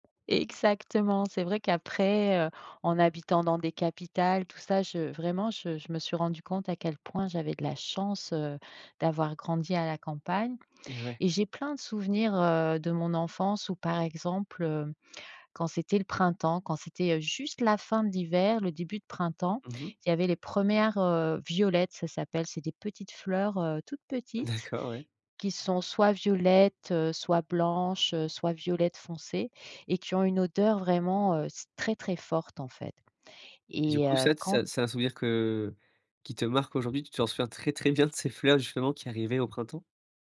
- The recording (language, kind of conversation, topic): French, podcast, Quel souvenir d’enfance lié à la nature te touche encore aujourd’hui ?
- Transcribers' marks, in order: none